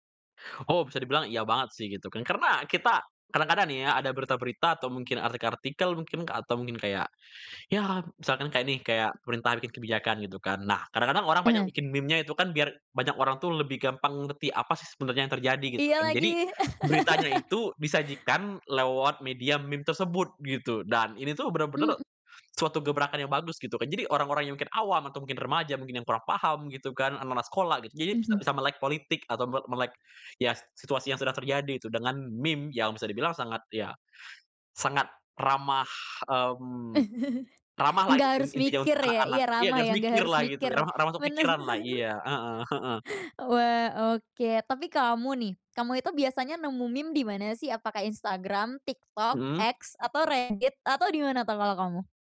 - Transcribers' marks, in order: laugh; in English: "meme"; chuckle; tapping; laughing while speaking: "bener"
- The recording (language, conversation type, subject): Indonesian, podcast, Mengapa menurutmu meme bisa menjadi alat komentar sosial?